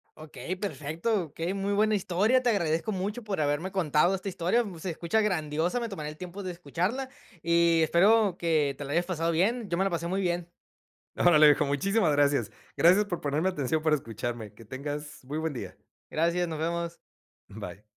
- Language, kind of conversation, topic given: Spanish, podcast, ¿Qué hace que un personaje sea memorable?
- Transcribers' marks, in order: none